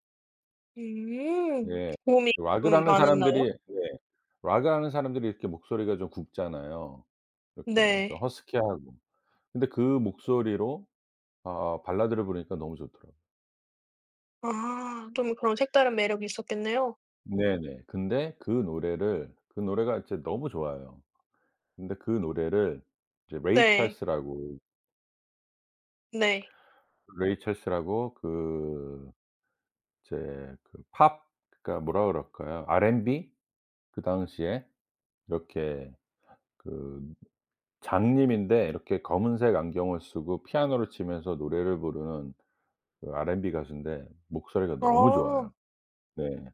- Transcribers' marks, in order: other background noise; put-on voice: "락을"; put-on voice: "락을"; in English: "팝"
- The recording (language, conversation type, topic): Korean, podcast, 어떤 음악을 들으면 옛사랑이 생각나나요?